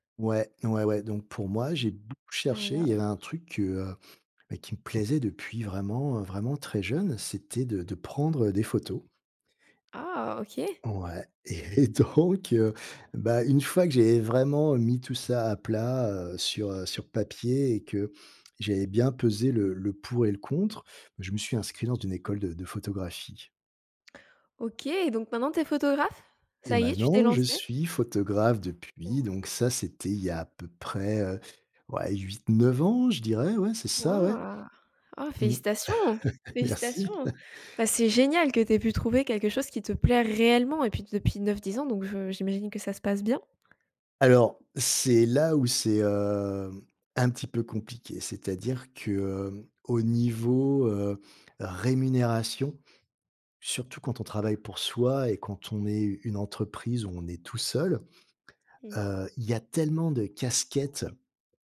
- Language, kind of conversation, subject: French, podcast, Peux-tu raconter un tournant important dans ta carrière ?
- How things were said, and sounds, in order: laughing while speaking: "et et donc"; other background noise; stressed: "génial"; chuckle; stressed: "réellement"